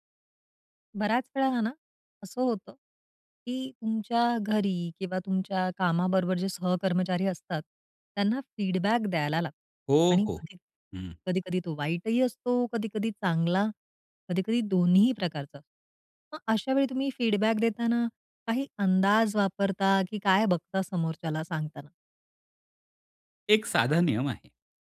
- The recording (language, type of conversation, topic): Marathi, podcast, फीडबॅक देताना तुमची मांडणी कशी असते?
- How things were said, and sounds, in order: in English: "फीडबॅक"; in English: "फीडबॅक"; tapping